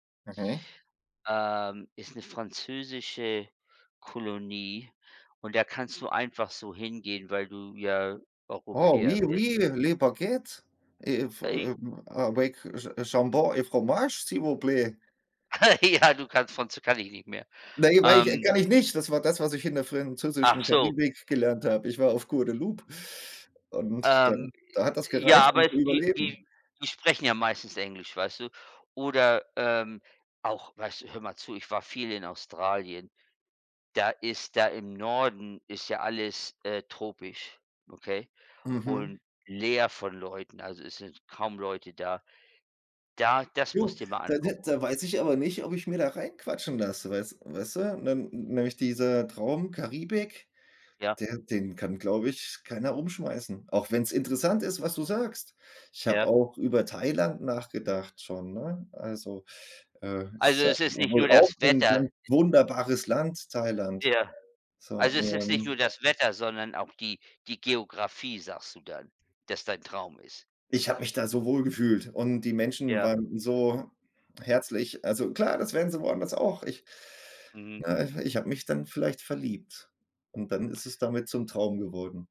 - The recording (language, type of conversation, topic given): German, unstructured, Was motiviert dich, deine Träume zu verfolgen?
- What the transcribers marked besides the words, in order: in French: "oui, oui, les Baguettes, äh … s'il vous plaît"; laugh; laughing while speaking: "Ja"; other background noise; tapping